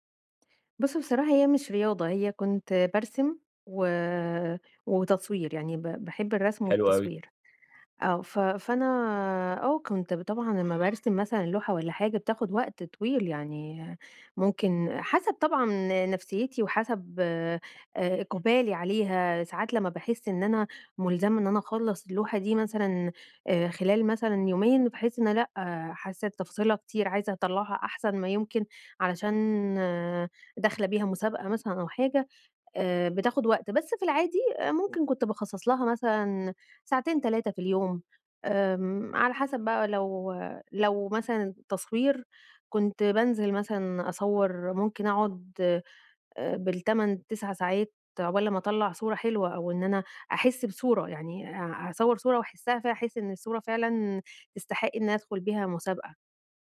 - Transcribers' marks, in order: background speech
- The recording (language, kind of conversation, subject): Arabic, advice, إزاي أقدر أستمر في ممارسة هواياتي رغم ضيق الوقت وكتر الانشغالات اليومية؟